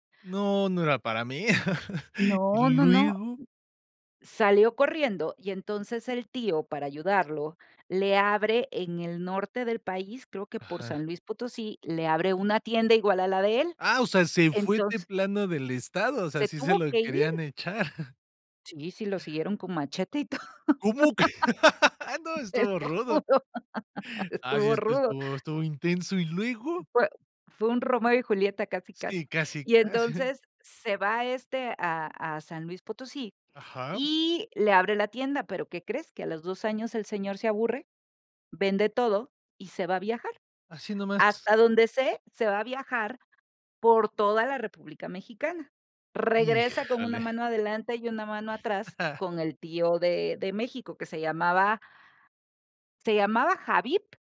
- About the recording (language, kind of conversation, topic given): Spanish, podcast, ¿De qué historias de migración te han hablado tus mayores?
- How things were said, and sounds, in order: laugh; other noise; chuckle; laughing while speaking: "que? Ah"; laugh; laughing while speaking: "y todo, les juro, estuvo rudo"; laughing while speaking: "casi"; chuckle; tapping